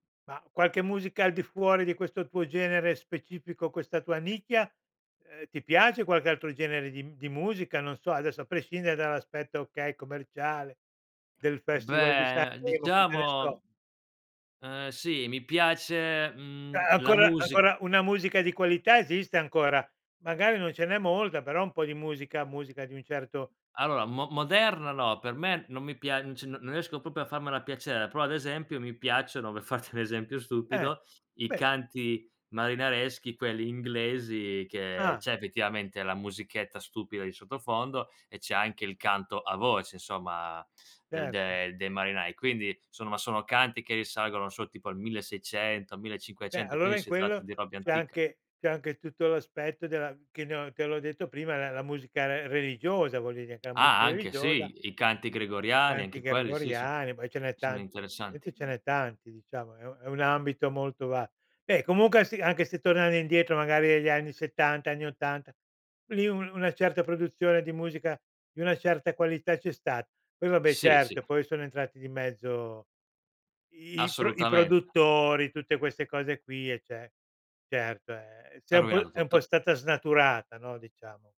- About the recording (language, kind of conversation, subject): Italian, podcast, Raccontami com'è cambiato il tuo gusto musicale nel tempo?
- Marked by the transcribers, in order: drawn out: "Beh"; "Cioè" said as "ceh"; tapping; other background noise; "proprio" said as "popio"; laughing while speaking: "farti"